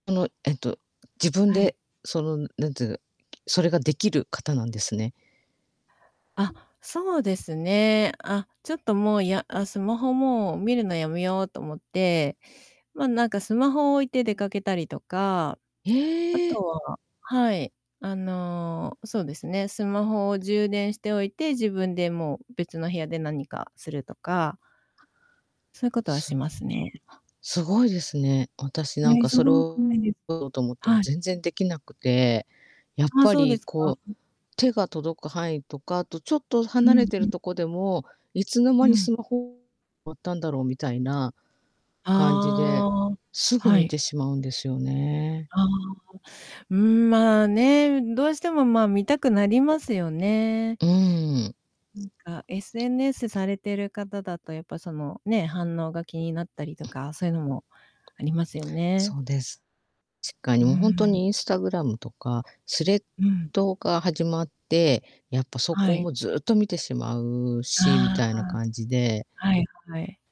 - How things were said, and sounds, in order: tapping; other background noise; distorted speech; unintelligible speech; unintelligible speech
- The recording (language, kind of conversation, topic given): Japanese, unstructured, スマホを使いすぎることについて、どう思いますか？